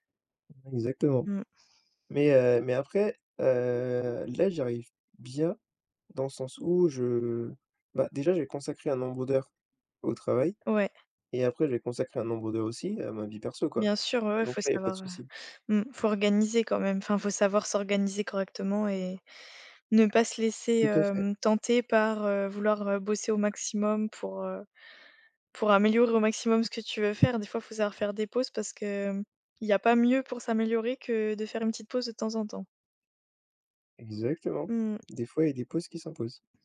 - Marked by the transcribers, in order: tapping
- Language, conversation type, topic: French, unstructured, Comment trouves-tu l’équilibre entre travail et vie personnelle ?